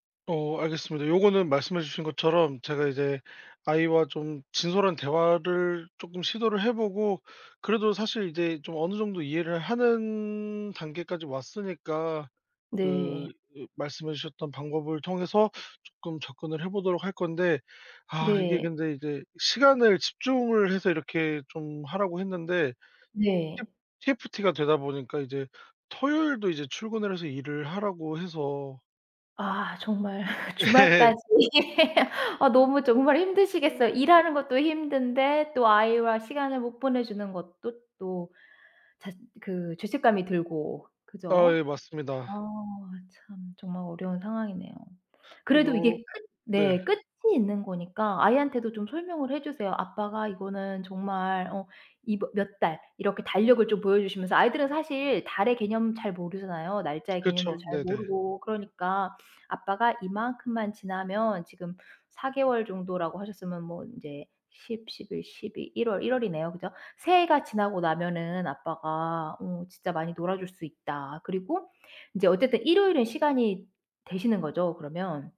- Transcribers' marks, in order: in English: "TFT가"; laugh; other background noise; laughing while speaking: "주말까지"; laughing while speaking: "예"; laugh
- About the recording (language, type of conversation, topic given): Korean, advice, 회사와 가정 사이에서 균형을 맞추기 어렵다고 느끼는 이유는 무엇인가요?
- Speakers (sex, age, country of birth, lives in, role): female, 40-44, United States, United States, advisor; male, 30-34, South Korea, South Korea, user